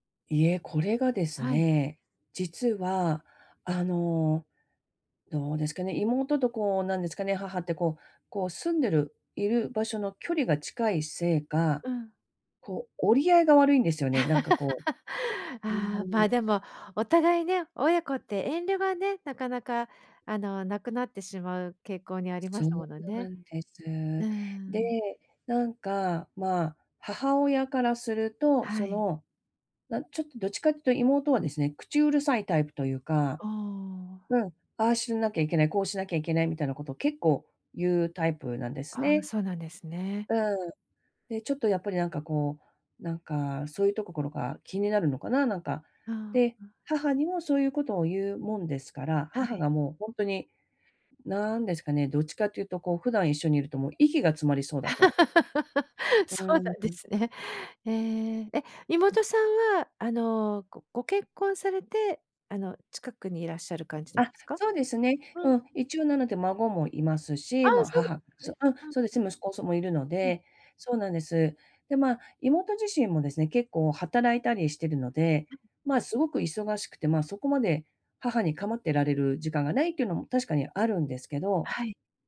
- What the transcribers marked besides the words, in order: laugh; "ところ" said as "とこころ"; laugh; laughing while speaking: "そうなんですね"; other background noise
- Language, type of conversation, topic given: Japanese, advice, 親の介護の負担を家族で公平かつ現実的に分担するにはどうすればよいですか？